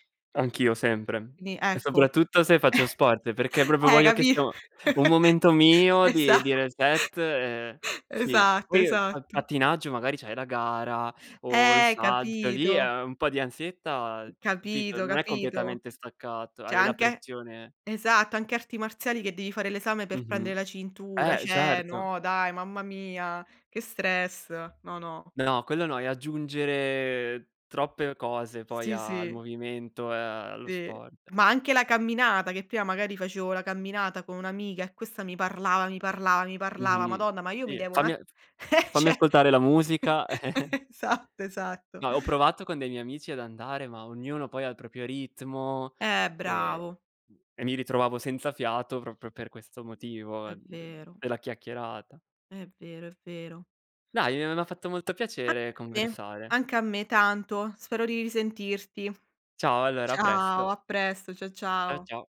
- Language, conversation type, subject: Italian, unstructured, Come pensi che lo sport influenzi il benessere mentale?
- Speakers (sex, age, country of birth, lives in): female, 30-34, Italy, Italy; male, 25-29, Italy, Italy
- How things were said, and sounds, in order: chuckle; laugh; chuckle; laughing while speaking: "esa"; tapping; in English: "reset"; other noise; "Cioè" said as "ceh"; other background noise; laughing while speaking: "eh ceh, satto"; "cioè" said as "ceh"; chuckle; "esatto" said as "satto"; "proprio" said as "propio"; unintelligible speech